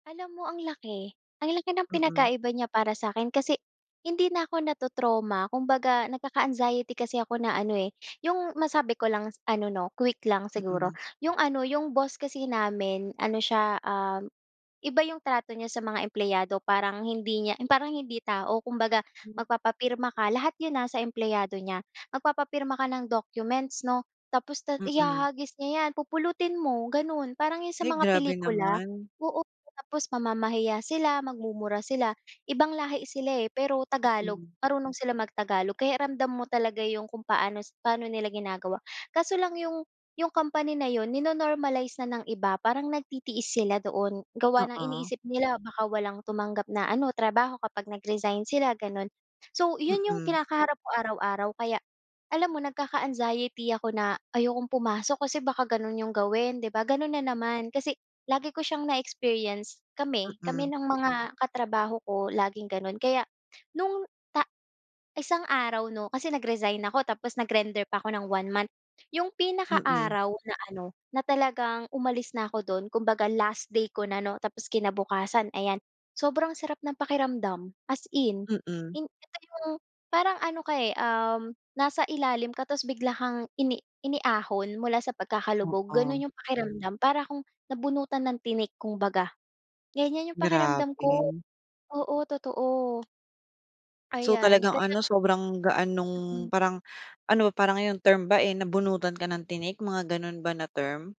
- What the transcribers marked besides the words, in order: other background noise
- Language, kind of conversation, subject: Filipino, podcast, Saan mo unang napapansin sa katawan ang stress bago pa ito lumala?